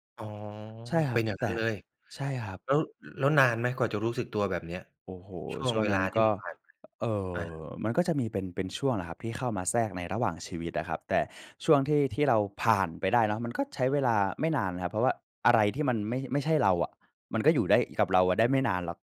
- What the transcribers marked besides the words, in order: none
- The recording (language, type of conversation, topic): Thai, podcast, มือใหม่ควรเริ่มอย่างไรเพื่อค้นหาสไตล์การแต่งตัวที่เป็นตัวเอง?